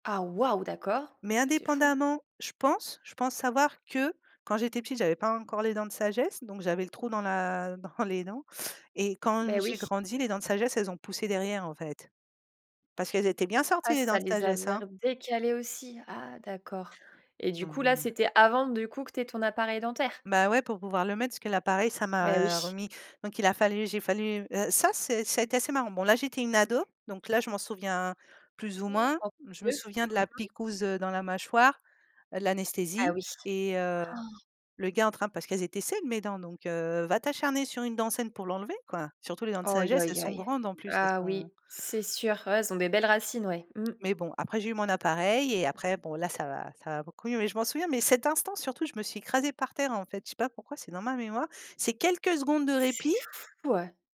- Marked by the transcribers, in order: stressed: "que"; laughing while speaking: "dans les dents"; unintelligible speech; tapping
- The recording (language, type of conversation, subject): French, podcast, Quel est le souvenir d’enfance qui t’a vraiment le plus marqué ?